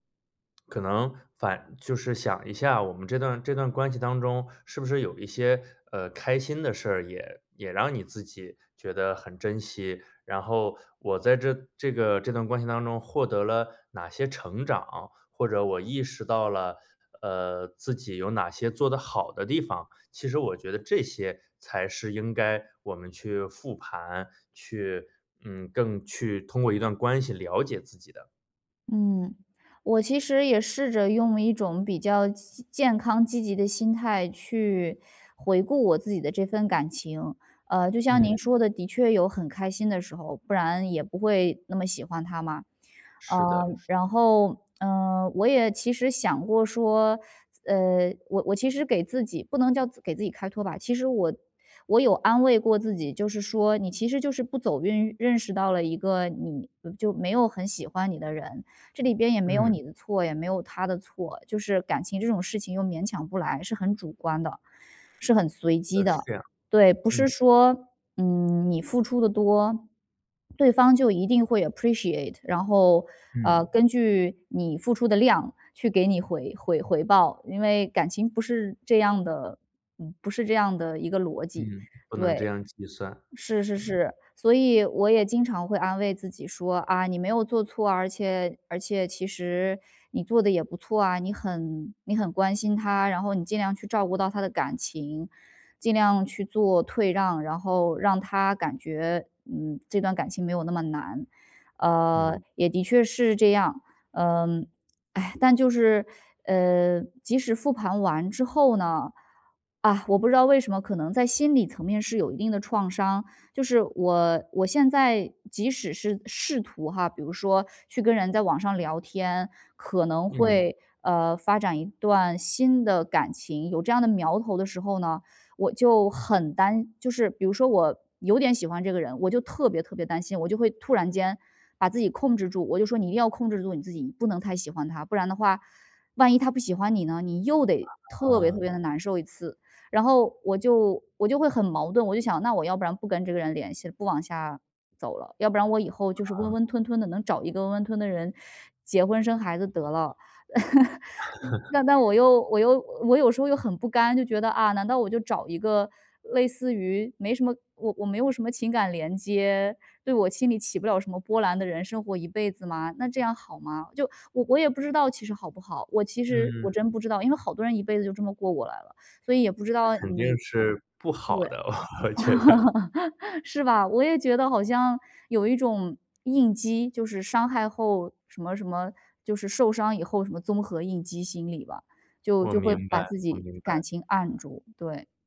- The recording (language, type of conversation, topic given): Chinese, advice, 我需要多久才能修复自己并准备好开始新的恋情？
- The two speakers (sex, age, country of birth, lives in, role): female, 35-39, China, Germany, user; male, 30-34, China, United States, advisor
- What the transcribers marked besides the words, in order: tapping; other background noise; in English: "appreciate"; laugh; laugh; laughing while speaking: "我觉得"; laugh